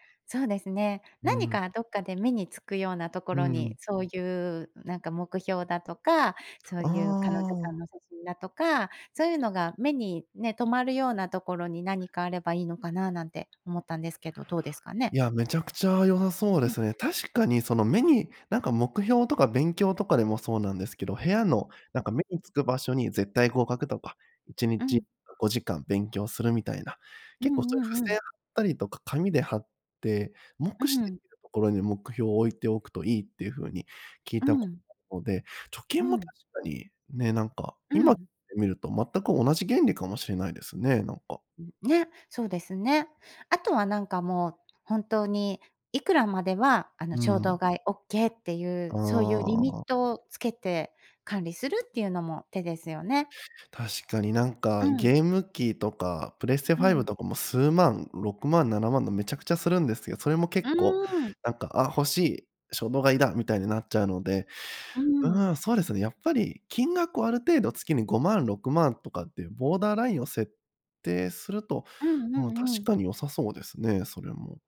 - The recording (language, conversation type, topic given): Japanese, advice, 衝動買いを繰り返して貯金できない習慣をどう改善すればよいですか？
- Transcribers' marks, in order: unintelligible speech; unintelligible speech